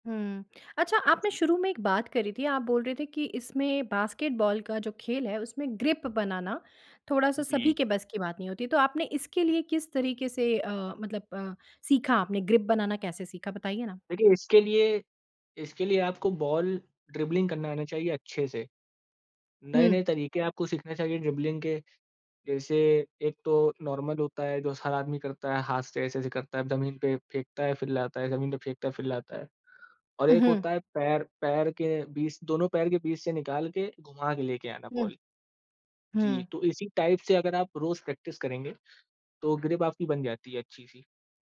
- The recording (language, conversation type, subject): Hindi, podcast, नया शौक सीखते समय आप शुरुआत कैसे करते हैं?
- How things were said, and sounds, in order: in English: "ग्रिप"; in English: "ग्रिप"; in English: "बॉल ड्रिबलिंग"; in English: "ड्रिबलिंग"; in English: "नॉर्मल"; in English: "बॉल"; in English: "टाइप"; in English: "प्रैक्टिस"; in English: "ग्रिप"